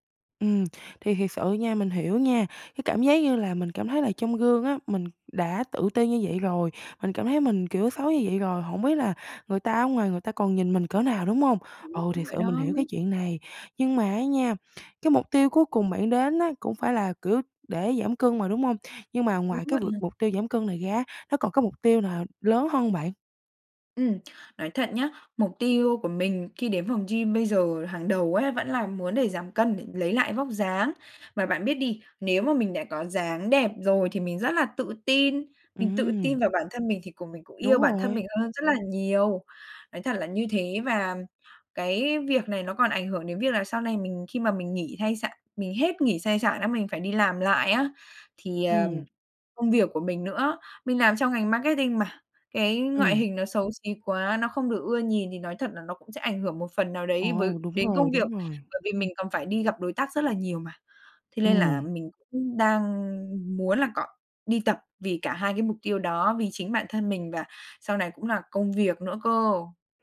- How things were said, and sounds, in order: other background noise
- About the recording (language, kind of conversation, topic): Vietnamese, advice, Tôi ngại đến phòng tập gym vì sợ bị đánh giá, tôi nên làm gì?